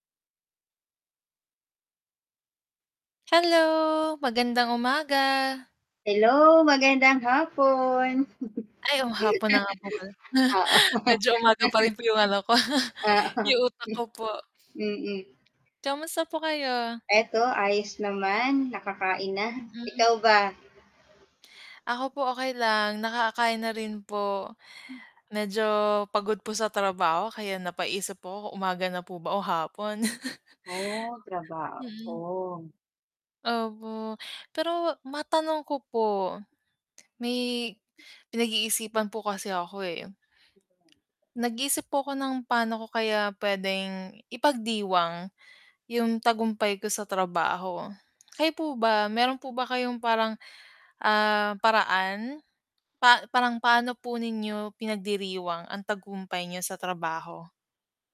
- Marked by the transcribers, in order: static; laughing while speaking: "oo nga"; giggle; laugh; chuckle; laughing while speaking: "Oo"; scoff; laughing while speaking: "Oo"; mechanical hum; lip smack; inhale; chuckle; inhale; tapping; lip smack; lip smack
- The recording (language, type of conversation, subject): Filipino, unstructured, Paano mo ipinagdiriwang ang tagumpay sa trabaho?
- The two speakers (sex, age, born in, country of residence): female, 25-29, Philippines, Philippines; female, 40-44, Philippines, Philippines